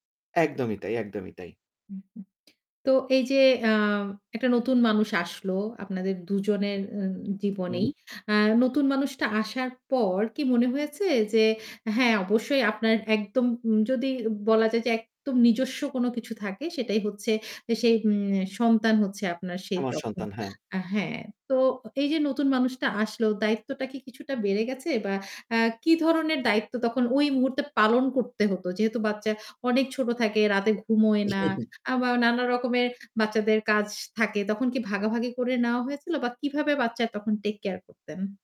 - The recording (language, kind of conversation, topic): Bengali, podcast, মা বা বাবা হওয়ার প্রথম মুহূর্তটা আপনার কাছে কেমন ছিল?
- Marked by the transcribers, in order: static; tapping; chuckle; in English: "take care"